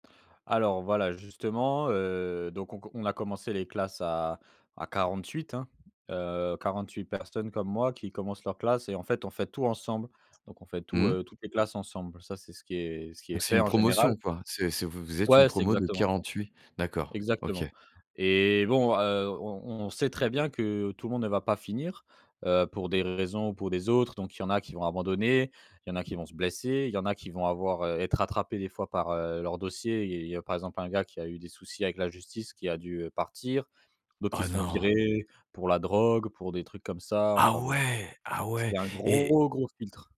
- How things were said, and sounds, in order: stressed: "Oh"; surprised: "Ah ouais"; stressed: "gros"
- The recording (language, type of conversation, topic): French, podcast, Raconte un moment où le bon ou le mauvais timing a tout fait basculer ?